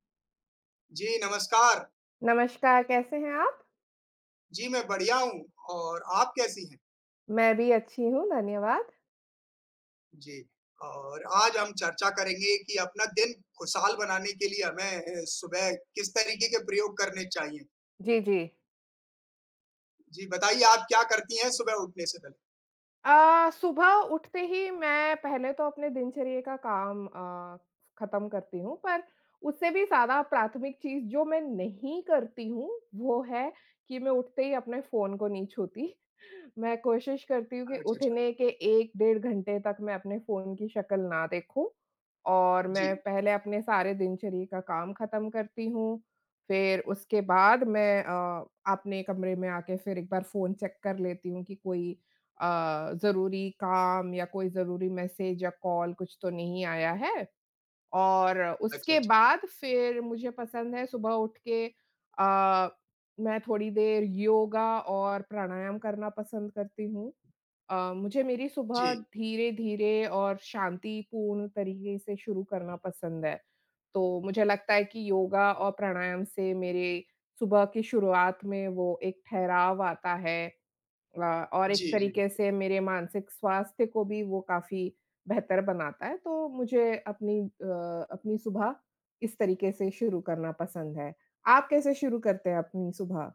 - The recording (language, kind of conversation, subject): Hindi, unstructured, आप अपने दिन की शुरुआत कैसे करते हैं?
- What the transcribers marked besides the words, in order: in English: "चेक"